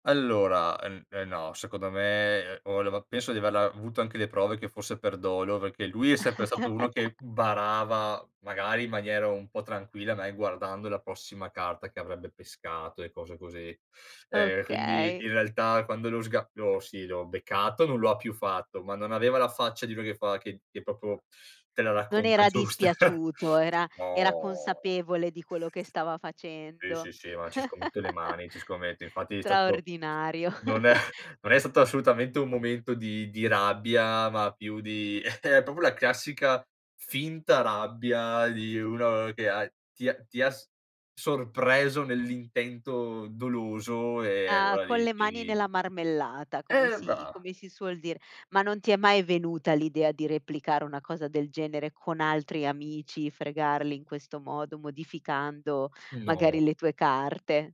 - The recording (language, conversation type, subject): Italian, podcast, Quale gioco d'infanzia ricordi con più affetto e perché?
- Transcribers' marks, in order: chuckle; tapping; "proprio" said as "propo"; laughing while speaking: "giusta"; other background noise; chuckle; chuckle; chuckle; "proprio" said as "propio"